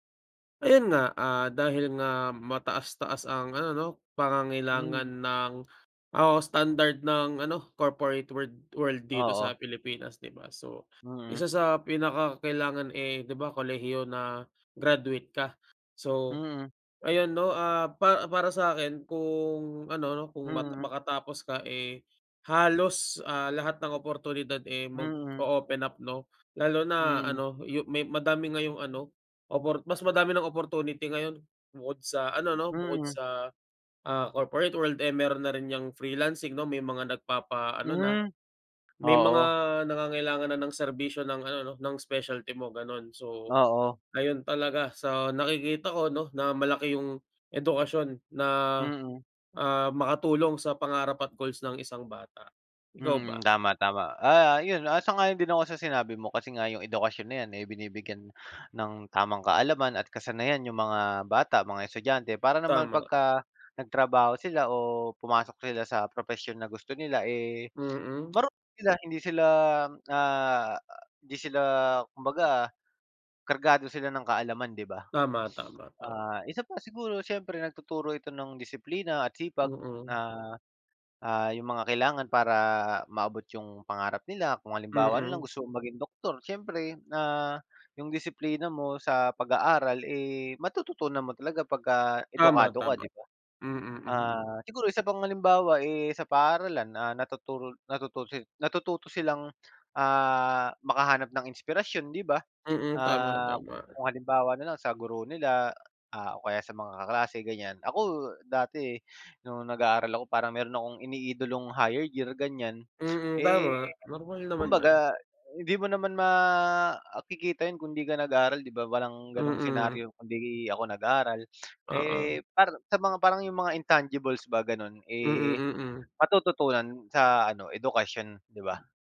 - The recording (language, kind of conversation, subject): Filipino, unstructured, Paano mo maipapaliwanag ang kahalagahan ng edukasyon sa mga kabataan?
- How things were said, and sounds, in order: tapping; other background noise; in English: "intangibles"